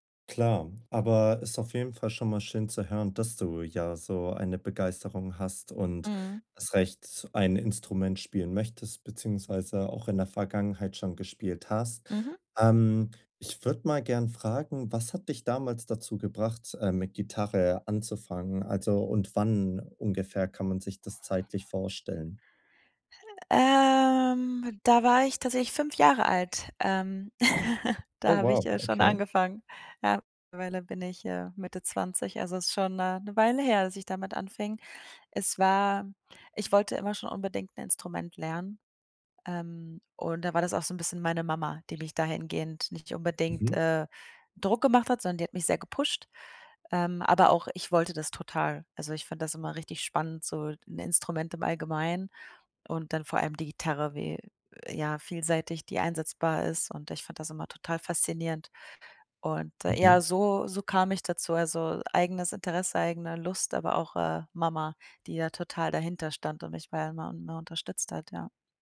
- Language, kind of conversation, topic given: German, advice, Wie finde ich Motivation, um Hobbys regelmäßig in meinen Alltag einzubauen?
- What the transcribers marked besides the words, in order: drawn out: "Ähm"; chuckle; joyful: "da habe ich, äh, schon angefangen"; in English: "gepusht"